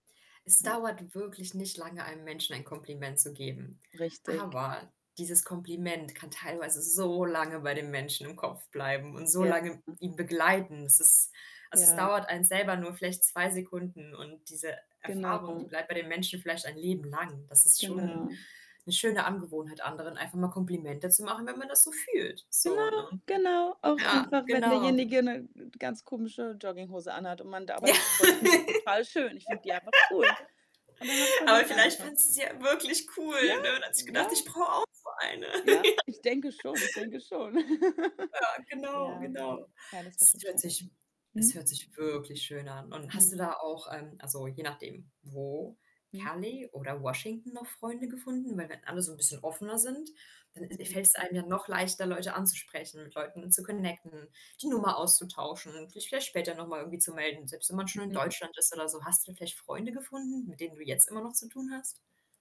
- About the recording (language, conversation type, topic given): German, podcast, Welche Reise ist dir am meisten im Gedächtnis geblieben?
- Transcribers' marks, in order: static; tapping; other background noise; distorted speech; unintelligible speech; laugh; chuckle; laughing while speaking: "Ja"; chuckle; background speech; in English: "connecten"